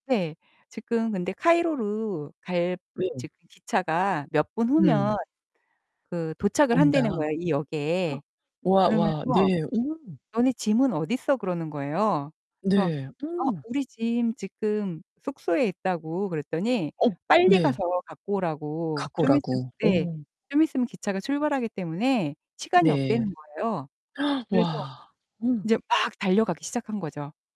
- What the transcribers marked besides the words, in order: distorted speech; tapping; gasp; gasp
- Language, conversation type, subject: Korean, podcast, 여행 중에 누군가에게 도움을 받거나 도움을 준 적이 있으신가요?